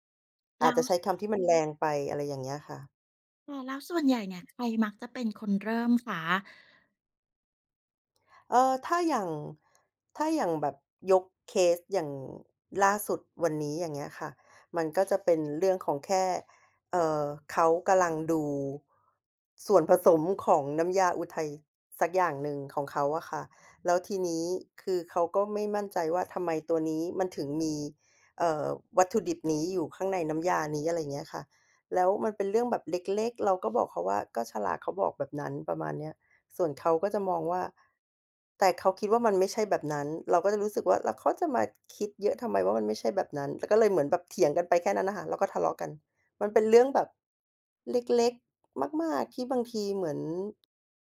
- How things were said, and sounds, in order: other background noise; other noise
- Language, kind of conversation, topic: Thai, advice, คุณทะเลาะกับแฟนบ่อยแค่ไหน และมักเป็นเรื่องอะไร?